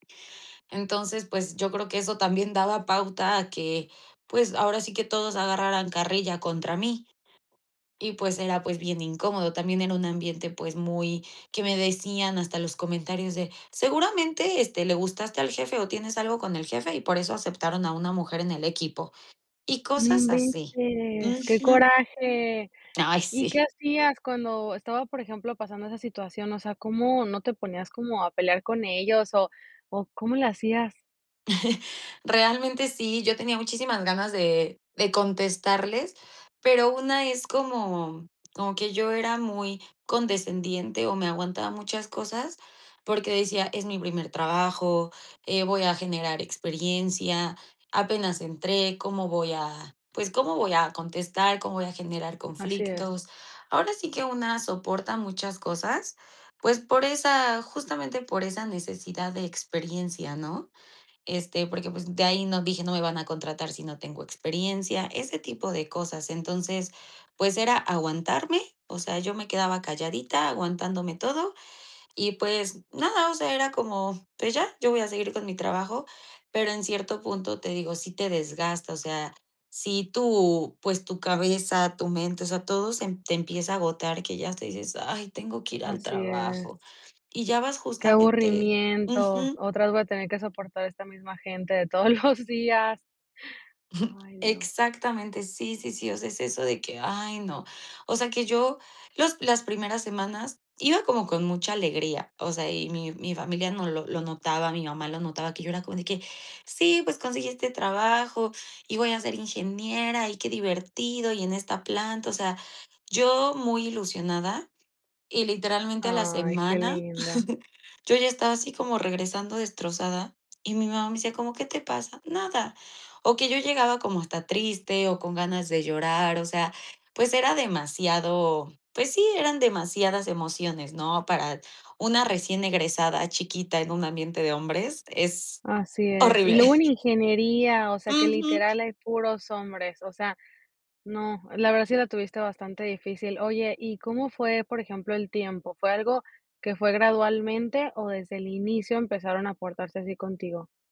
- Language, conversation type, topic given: Spanish, podcast, ¿Cómo decidiste dejar un trabajo estable?
- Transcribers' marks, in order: chuckle; laughing while speaking: "todos los días"; chuckle; chuckle; other background noise